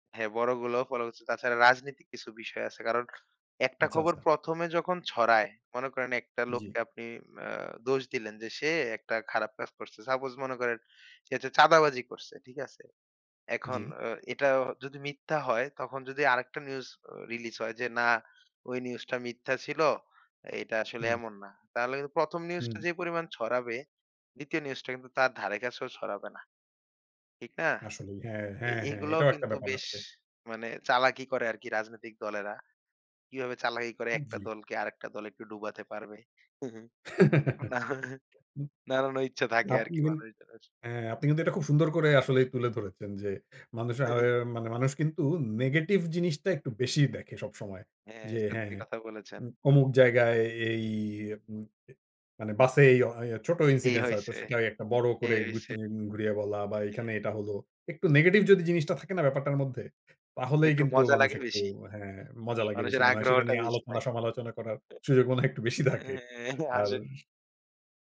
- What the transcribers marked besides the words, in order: tapping; giggle; chuckle; laughing while speaking: "একটু না"; unintelligible speech; drawn out: "এই"; laughing while speaking: "মনে হয় একটু বেশি থাকে"; other noise; laughing while speaking: "এহে আসেন"
- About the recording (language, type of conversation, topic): Bengali, podcast, সংবাদমাধ্যম কি সত্য বলছে, নাকি নাটক সাজাচ্ছে?